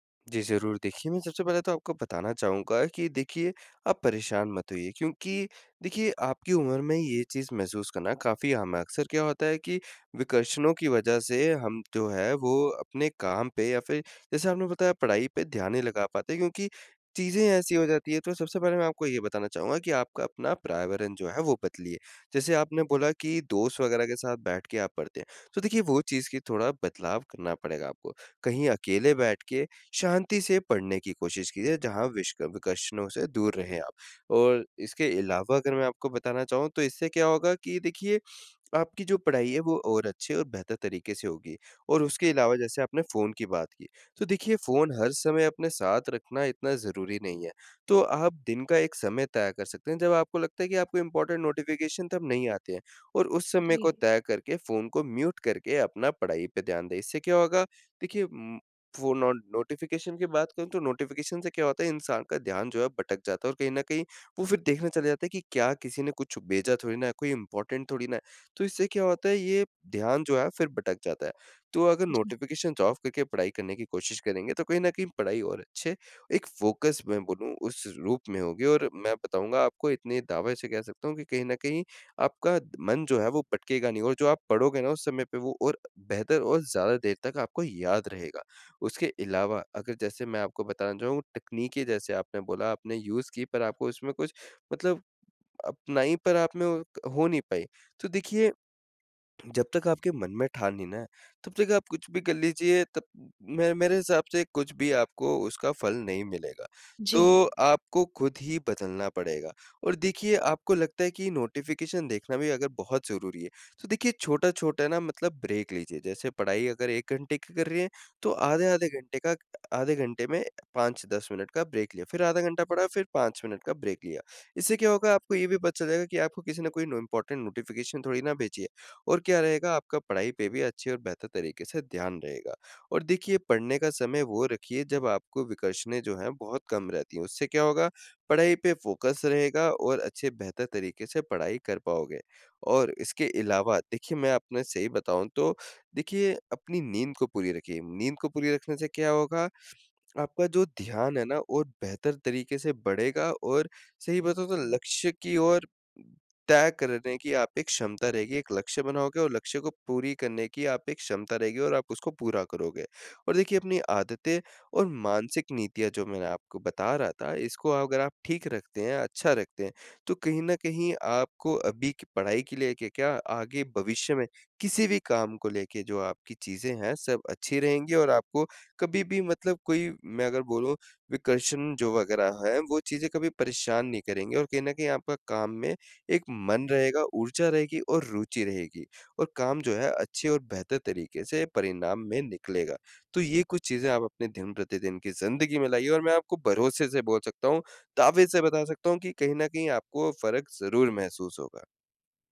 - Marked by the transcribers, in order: "पर्यावरण" said as "प्रायवरण"; in English: "इम्पोर्टेंट नोटिफ़िकेशन"; in English: "नो नोटिफ़िकेशन"; in English: "नोटिफ़िकेशन"; in English: "इम्पोर्टेंट"; in English: "नोटिफ़िकेशंस ऑफ"; in English: "फोकस"; in English: "यूज़"; in English: "नोटिफ़िकेशन"; in English: "ब्रेक"; in English: "ब्रेक"; in English: "ब्रेक"; in English: "इम्पोर्टेंट नोटिफ़िकेशन"; in English: "फ़ोकस"
- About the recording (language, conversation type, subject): Hindi, advice, बाहरी विकर्षणों से निपटने के लिए मुझे क्या बदलाव करने चाहिए?
- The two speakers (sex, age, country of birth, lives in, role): female, 18-19, India, India, user; male, 20-24, India, India, advisor